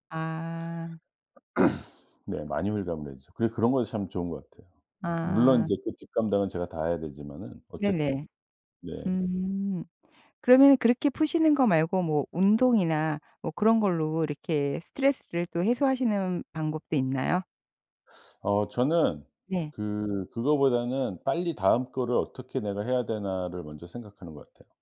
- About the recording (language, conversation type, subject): Korean, podcast, 실패로 인한 죄책감은 어떻게 다스리나요?
- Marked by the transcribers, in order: throat clearing